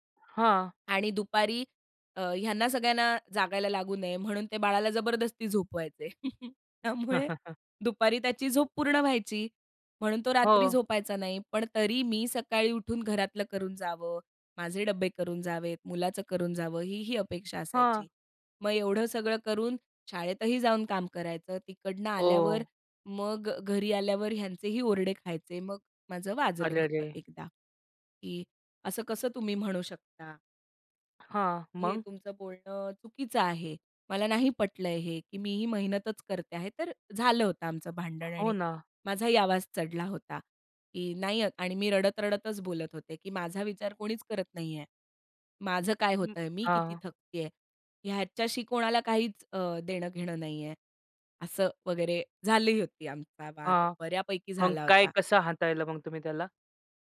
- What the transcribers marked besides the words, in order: other background noise; tapping; chuckle; laughing while speaking: "त्यामुळे"
- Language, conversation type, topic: Marathi, podcast, सासरकडील अपेक्षा कशा हाताळाल?